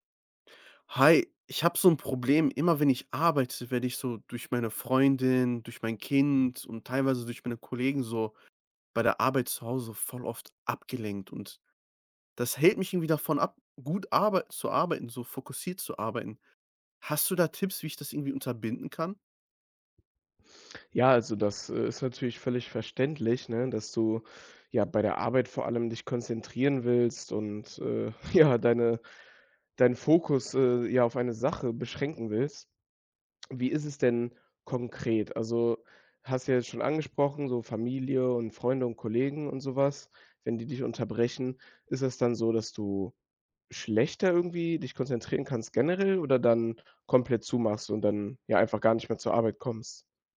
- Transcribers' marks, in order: laughing while speaking: "ja"
- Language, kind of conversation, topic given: German, advice, Wie kann ich mit häufigen Unterbrechungen durch Kollegen oder Familienmitglieder während konzentrierter Arbeit umgehen?